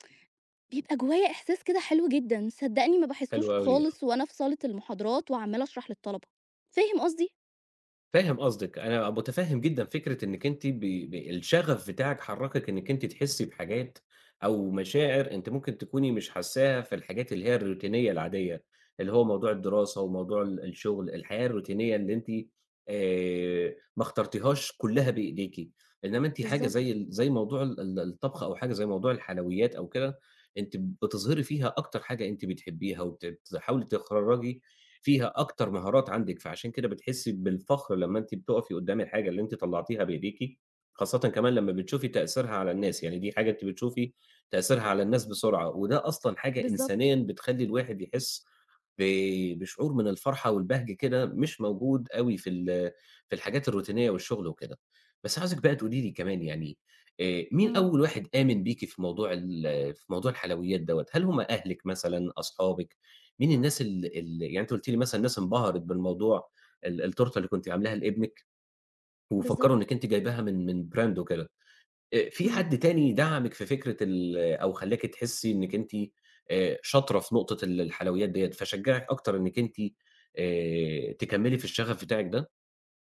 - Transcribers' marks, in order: tapping; in English: "الروتينية"; in English: "الروتينية"; in English: "الروتينية"; other background noise; in English: "brand"
- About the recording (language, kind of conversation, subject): Arabic, advice, إزاي أتغلب على ترددي في إني أتابع شغف غير تقليدي عشان خايف من حكم الناس؟